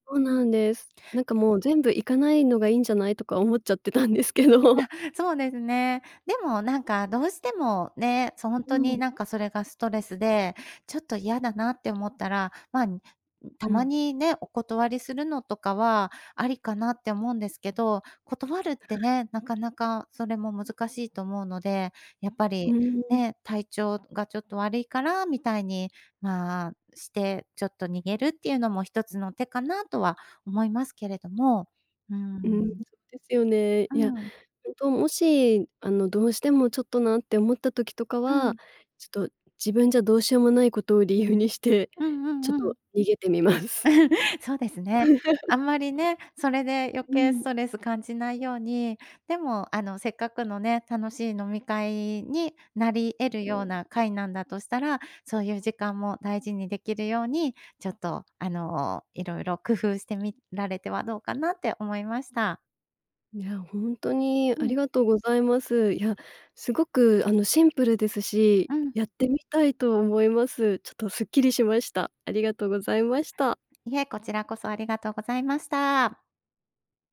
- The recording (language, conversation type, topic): Japanese, advice, 友人の付き合いで断れない飲み会の誘いを上手に断るにはどうすればよいですか？
- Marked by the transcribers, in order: laughing while speaking: "思っちゃってたんですけど"; swallow; laughing while speaking: "みます"; laugh; giggle; tapping